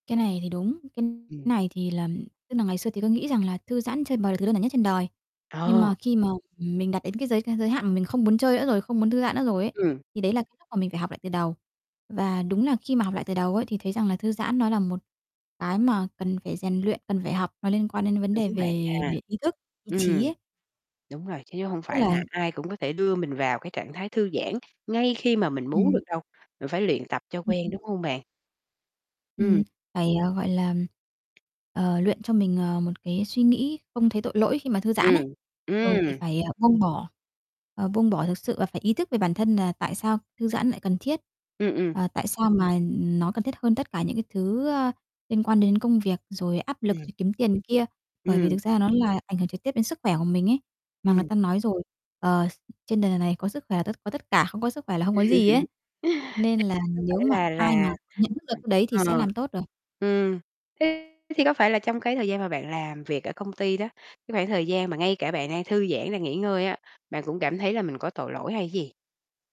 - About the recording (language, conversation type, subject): Vietnamese, podcast, Bạn thường thư giãn như thế nào sau một ngày dài?
- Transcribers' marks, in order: distorted speech; tapping; other background noise; unintelligible speech; unintelligible speech; laugh; unintelligible speech